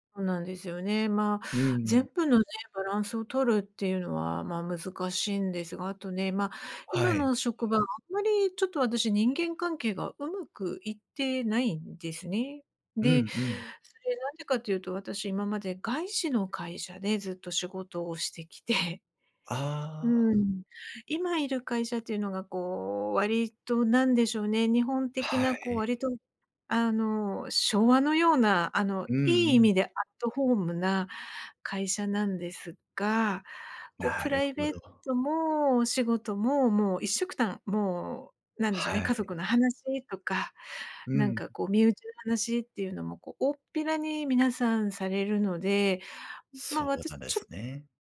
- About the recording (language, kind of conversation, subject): Japanese, advice, 仕事を辞めるべきか続けるべきか迷っていますが、どうしたらいいですか？
- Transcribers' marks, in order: other background noise; "一緒くた" said as "一緒くたん"; other noise